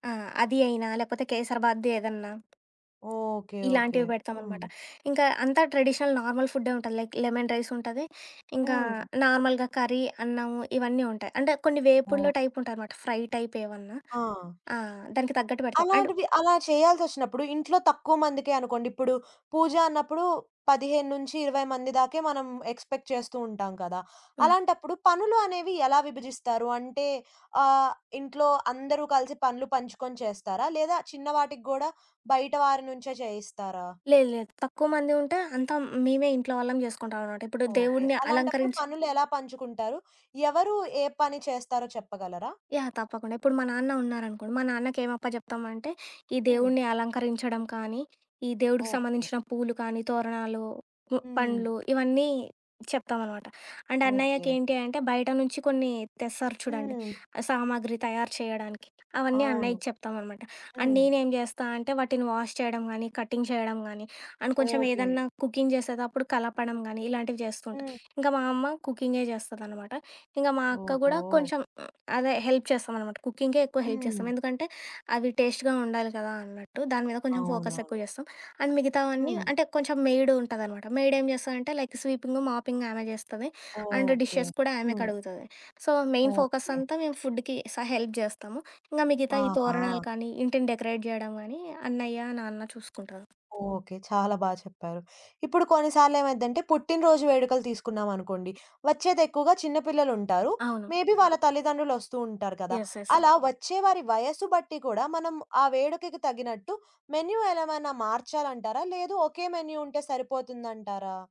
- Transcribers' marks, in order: other background noise; in English: "ట్రెడిషనల్ నార్మల్"; in English: "లైక్ లెమన్ రైస్"; in English: "నార్మల్‌గా కర్రీ"; in English: "టైప్"; in English: "ఫ్రై టైప్"; in English: "అండ్"; in English: "ఎక్స్‌పె‌క్ట్"; in English: "అండ్"; in English: "అండ్"; in English: "వాష్"; in English: "కటింగ్"; in English: "అండ్"; in English: "కుకింగ్"; in English: "హెల్ప్"; in English: "హెల్ప్"; in English: "టేస్ట్‌గా"; in English: "ఫోకస్"; in English: "అండ్"; in English: "లైక్"; in English: "అండ్ డిషెస్"; in English: "సో, మెయిన్ ఫోకస్"; in English: "ఫుడ్‌కి"; in English: "హెల్ప్"; in English: "డెకరేట్"; in English: "మేబీ"; in English: "యెస్, యెస్"; in English: "మెన్యూ"; in English: "మెన్యూ"
- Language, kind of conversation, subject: Telugu, podcast, వేడుక కోసం మీరు మెనూని ఎలా నిర్ణయిస్తారు?